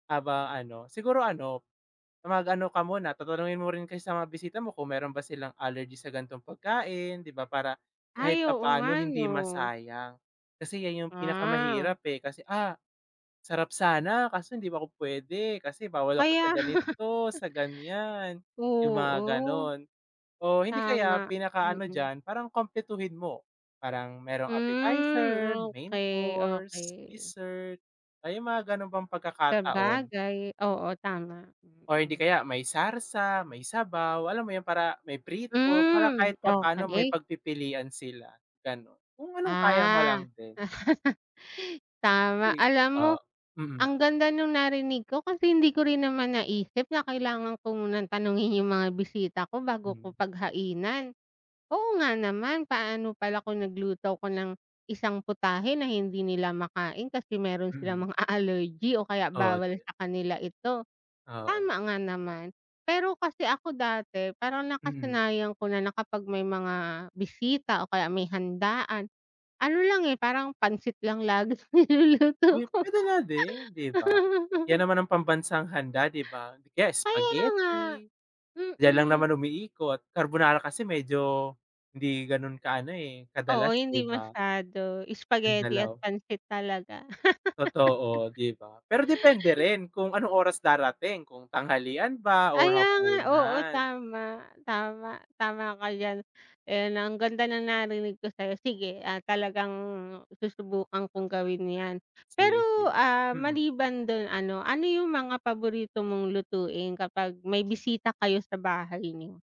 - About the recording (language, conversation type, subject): Filipino, unstructured, Paano mo inihahanda ang isang espesyal na handa para sa mga bisita?
- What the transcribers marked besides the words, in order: laugh; in English: "appetizer, main course, dessert"; laugh; laughing while speaking: "allergy"; laughing while speaking: "niluluto ko"; laugh; laugh